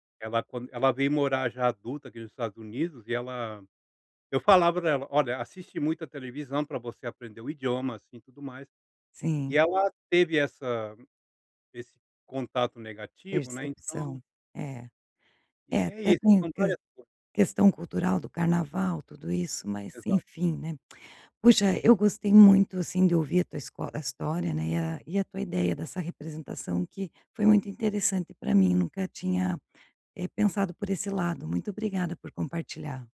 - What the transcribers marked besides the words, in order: other background noise
- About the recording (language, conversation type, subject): Portuguese, podcast, Como você vê a representação racial no cinema atual?